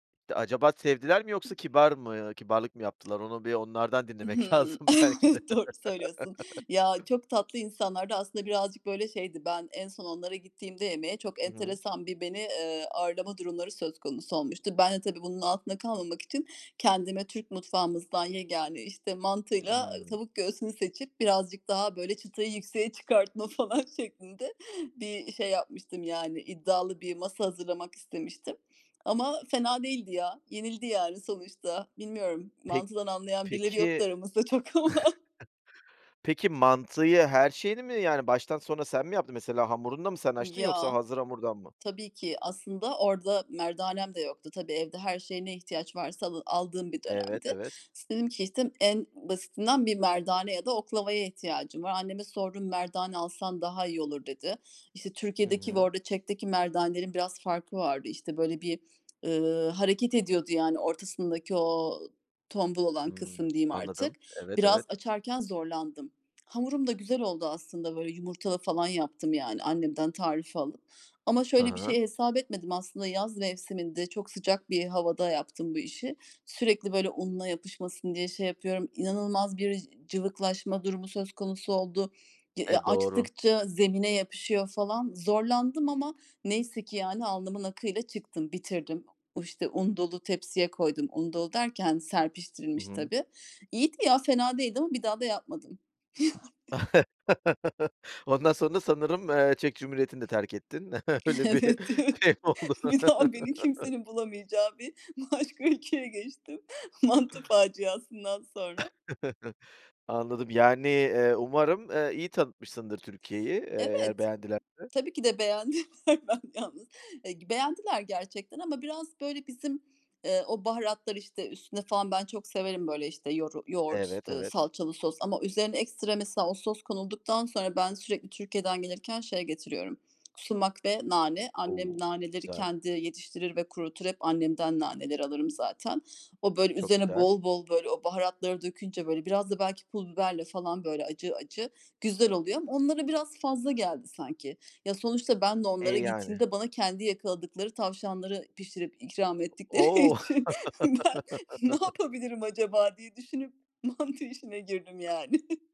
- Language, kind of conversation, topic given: Turkish, podcast, Bir yabancıyla paylaştığın en unutulmaz yemek deneyimi neydi?
- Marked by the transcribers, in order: other background noise; laughing while speaking: "Doğru söylüyorsun"; laughing while speaking: "dinlemek lazım belki de"; chuckle; chuckle; laughing while speaking: "çok ama"; laughing while speaking: "yani"; chuckle; tapping; laughing while speaking: "Evet, evet. Bir daha beni … mantı faciasından sonra"; chuckle; laughing while speaking: "Öyle bir şey mi oldu?"; chuckle; chuckle; laughing while speaking: "Tabii ki de beğendiler, ben yalnız"; unintelligible speech; laughing while speaking: "ettikleri için, ben ne yapabilirim acaba diye düşünüp. mantı işine girdim yani"; chuckle; chuckle